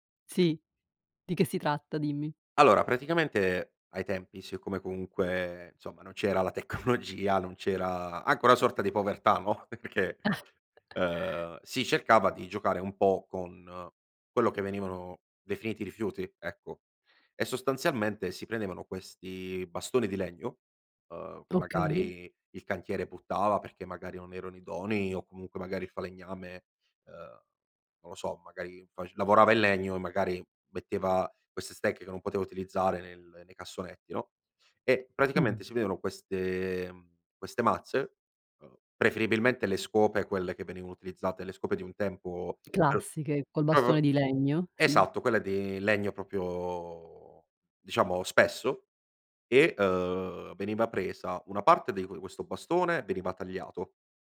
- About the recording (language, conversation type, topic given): Italian, podcast, Che giochi di strada facevi con i vicini da piccolo?
- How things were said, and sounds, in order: laughing while speaking: "tecnologia"; chuckle; giggle; "perché" said as "pecchè"; "proprio" said as "propio"; "proprio" said as "propio"